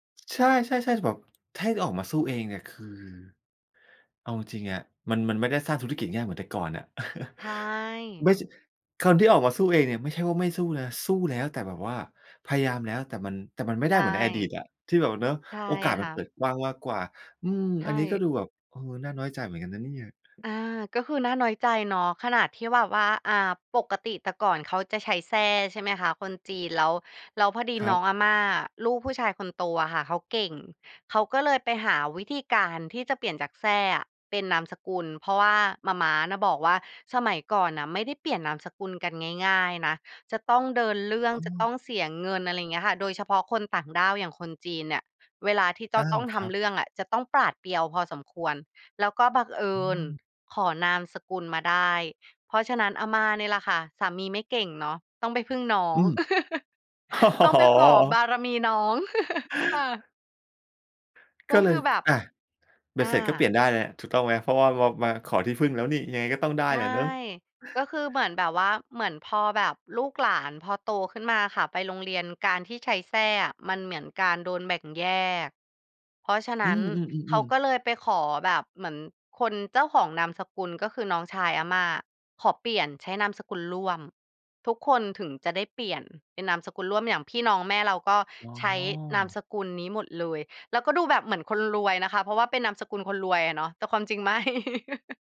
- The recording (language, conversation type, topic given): Thai, podcast, เล่าเรื่องรากเหง้าครอบครัวให้ฟังหน่อยได้ไหม?
- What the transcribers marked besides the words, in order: chuckle; other background noise; laugh; chuckle; chuckle